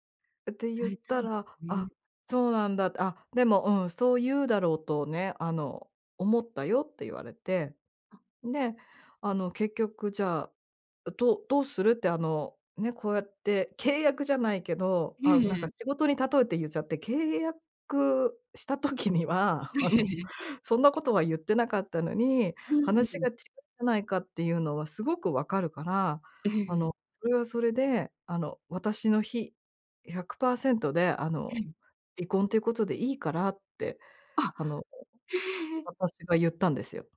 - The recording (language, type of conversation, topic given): Japanese, podcast, 子どもを持つか迷ったとき、どう考えた？
- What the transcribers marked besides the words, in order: other background noise; laugh; tapping